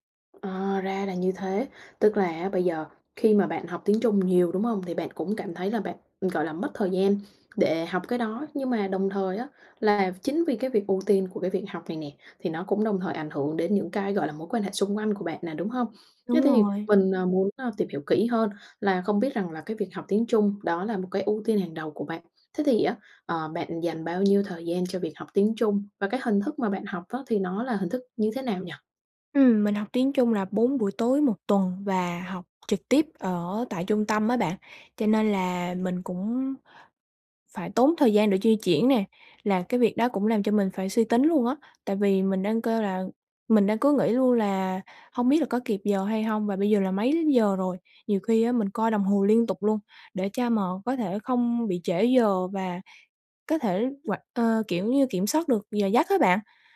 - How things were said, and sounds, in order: tapping; other background noise
- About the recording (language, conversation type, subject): Vietnamese, advice, Làm sao để không còn cảm thấy vội vàng và thiếu thời gian vào mỗi buổi sáng?